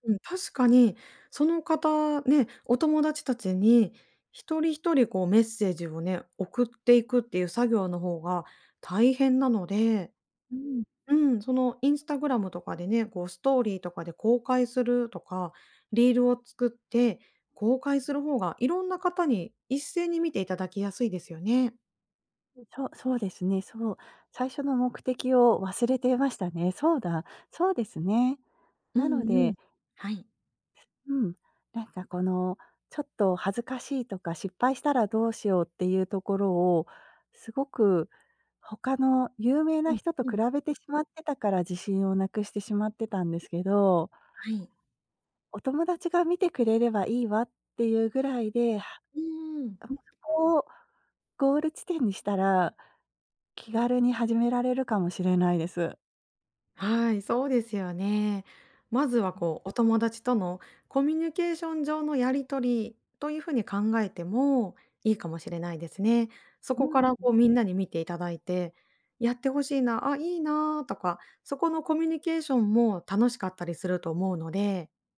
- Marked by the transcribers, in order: other background noise; unintelligible speech
- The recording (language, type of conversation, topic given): Japanese, advice, 完璧を求めすぎて取りかかれず、なかなか決められないのはなぜですか？